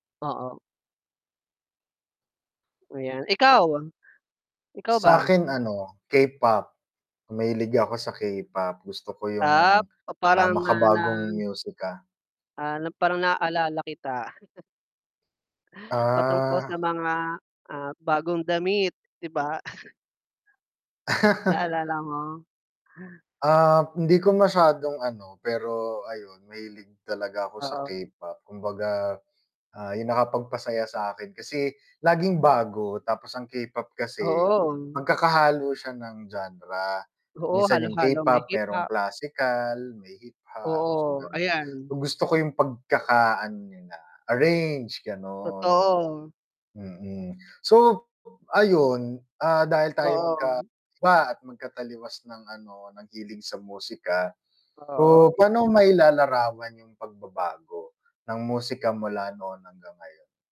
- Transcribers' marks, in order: static; chuckle; chuckle; laugh; other background noise; distorted speech; tapping
- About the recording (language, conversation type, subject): Filipino, unstructured, Paano mo ilalarawan ang mga pagbabagong naganap sa musika mula noon hanggang ngayon?